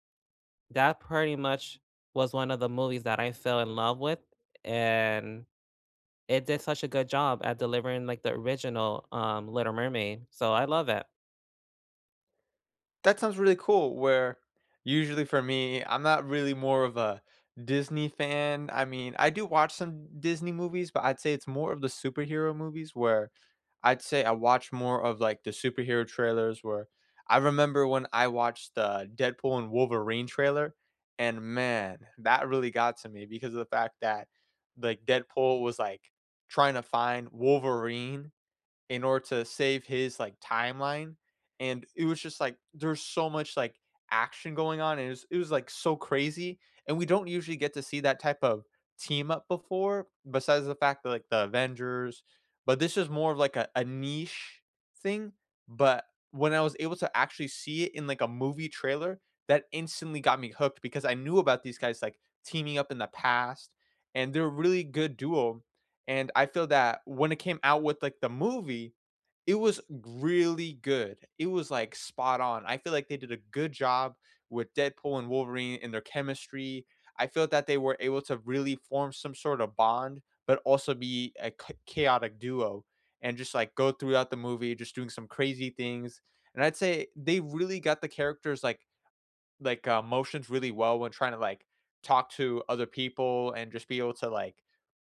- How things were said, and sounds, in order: stressed: "really"
- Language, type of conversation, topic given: English, unstructured, Which movie trailers hooked you instantly, and did the movies live up to the hype for you?